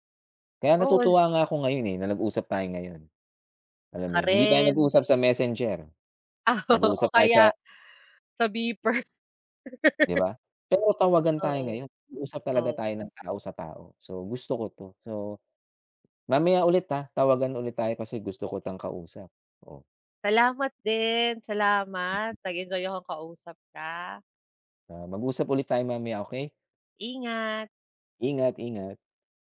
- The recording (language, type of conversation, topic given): Filipino, unstructured, Ano ang tingin mo sa epekto ng teknolohiya sa lipunan?
- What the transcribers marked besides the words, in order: laughing while speaking: "Oo"; laugh; tapping